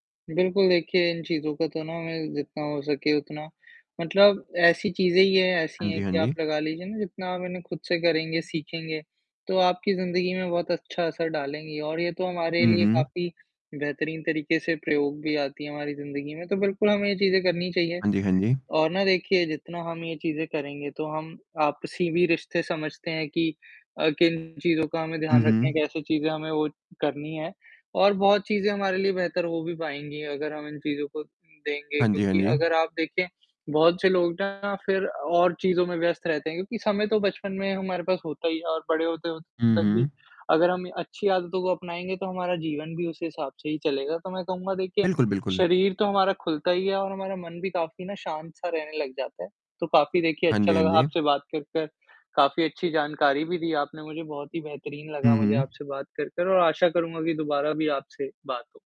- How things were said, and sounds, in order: static; tapping; horn; distorted speech
- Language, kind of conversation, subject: Hindi, unstructured, खेल-कूद करने से हमारे मन और शरीर पर क्या असर पड़ता है?